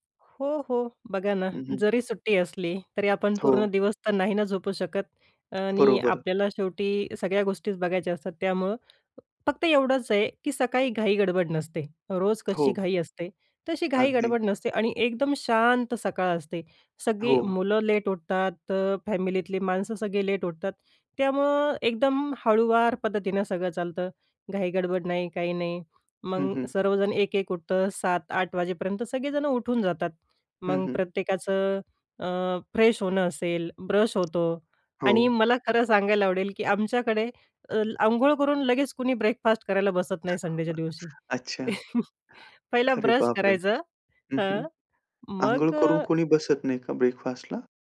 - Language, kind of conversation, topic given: Marathi, podcast, तुमचा आदर्श सुट्टीचा दिवस कसा असतो?
- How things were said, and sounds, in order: other background noise; unintelligible speech; chuckle